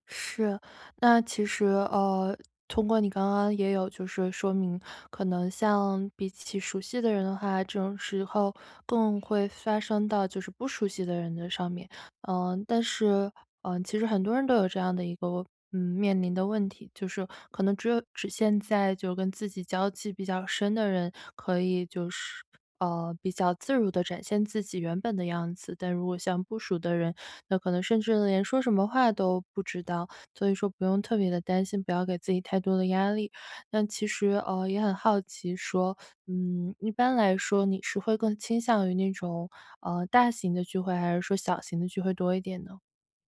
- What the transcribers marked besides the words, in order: other background noise
- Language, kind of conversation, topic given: Chinese, advice, 在聚会中我该如何缓解尴尬气氛？